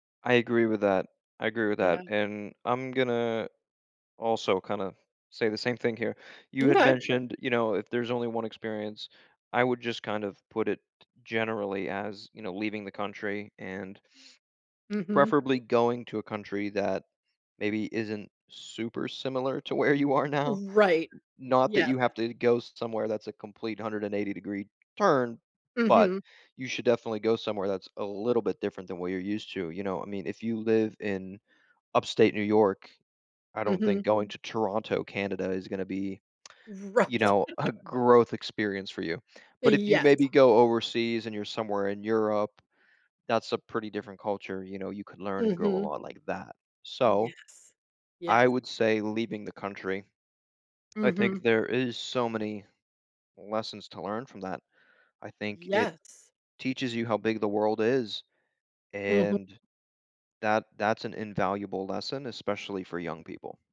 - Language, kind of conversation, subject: English, unstructured, What travel experience should everyone try?
- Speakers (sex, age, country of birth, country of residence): female, 60-64, United States, United States; male, 30-34, United States, United States
- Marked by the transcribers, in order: laughing while speaking: "where you are now"; laughing while speaking: "Right"; chuckle; other background noise